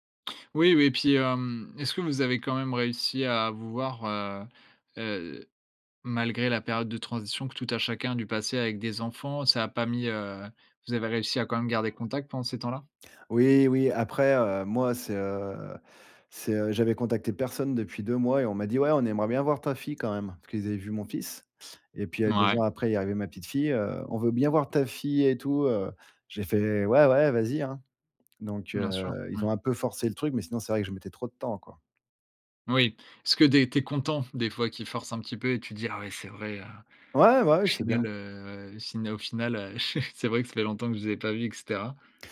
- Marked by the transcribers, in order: drawn out: "heu"; chuckle
- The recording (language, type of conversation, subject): French, podcast, Comment as-tu trouvé ta tribu pour la première fois ?